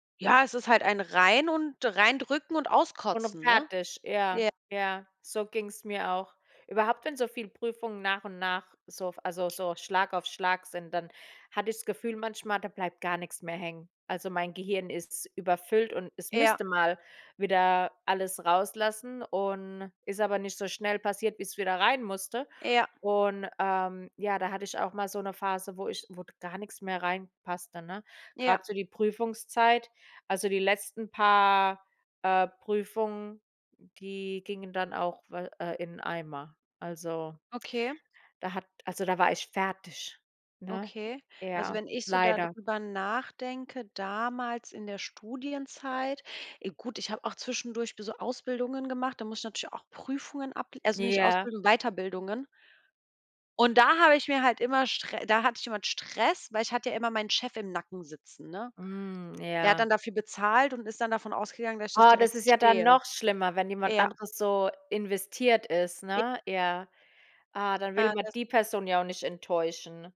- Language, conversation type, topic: German, unstructured, Wie gehst du mit Prüfungsangst um?
- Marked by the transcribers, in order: unintelligible speech; other background noise